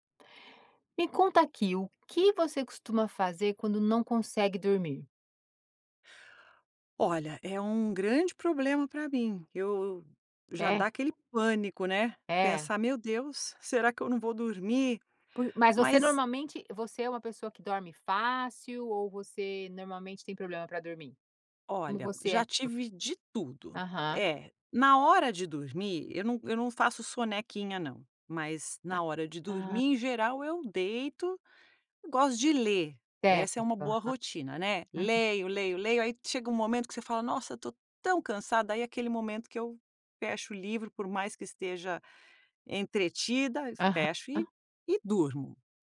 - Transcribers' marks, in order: other background noise; unintelligible speech
- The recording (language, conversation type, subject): Portuguese, podcast, O que você costuma fazer quando não consegue dormir?